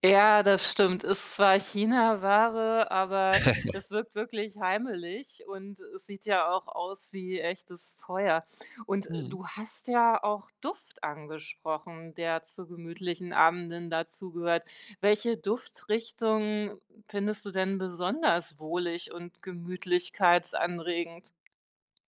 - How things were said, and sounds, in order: laugh; other background noise
- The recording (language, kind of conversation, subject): German, podcast, Wie gestaltest du einen gemütlichen Abend zu Hause?